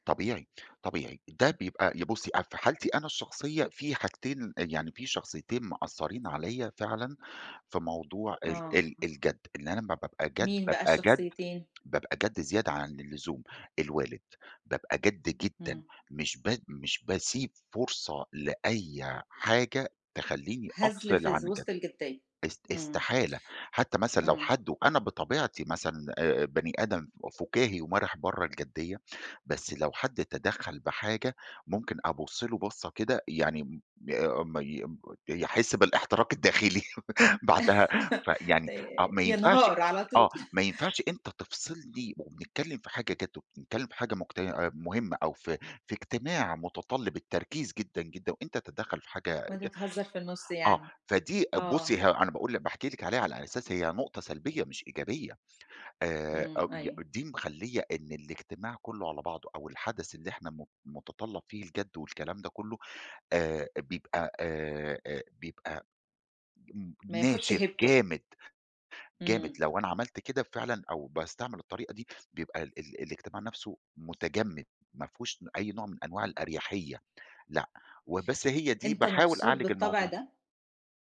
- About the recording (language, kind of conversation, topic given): Arabic, podcast, إزاي بتتصرف لما تغلط في كلامك قدام الناس؟
- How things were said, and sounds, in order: tapping; laugh; giggle; laugh; unintelligible speech